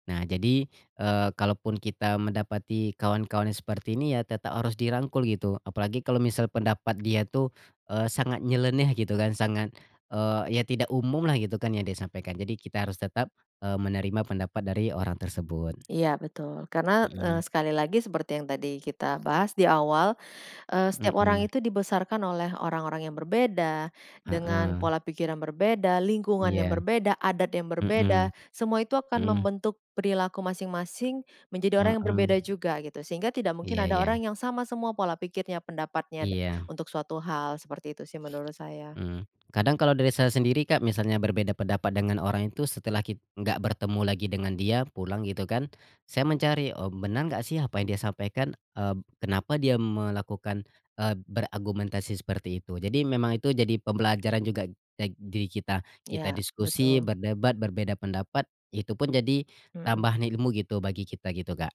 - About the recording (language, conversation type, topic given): Indonesian, unstructured, Bagaimana kamu biasanya menyikapi perbedaan pendapat?
- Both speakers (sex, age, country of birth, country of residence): female, 40-44, Indonesia, Indonesia; male, 25-29, Indonesia, Indonesia
- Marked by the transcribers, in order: tapping; sniff